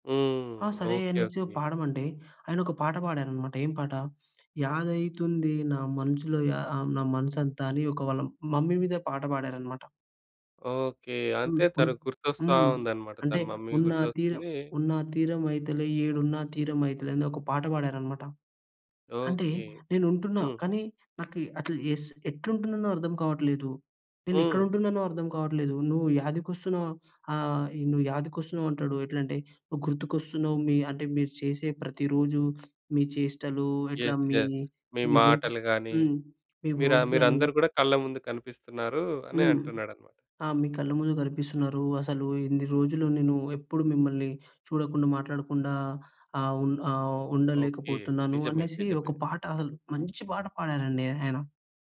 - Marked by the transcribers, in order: in English: "మమ్మీ"; in English: "మమ్మీ"; sniff; in English: "ఎస్ ఎస్"; in English: "వర్క్‌స్"; in English: "వర్క్"
- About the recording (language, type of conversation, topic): Telugu, podcast, సంగీతం మీ బాధను తగ్గించడంలో ఎలా సహాయపడుతుంది?